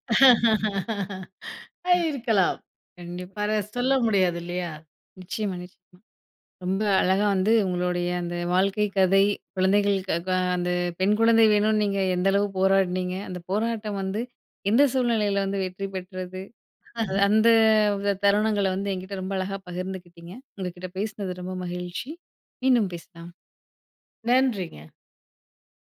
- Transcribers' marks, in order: laugh; other background noise; chuckle
- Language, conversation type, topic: Tamil, podcast, உங்கள் வாழ்க்கை பற்றி பிறருக்கு சொல்லும் போது நீங்கள் எந்த கதை சொல்கிறீர்கள்?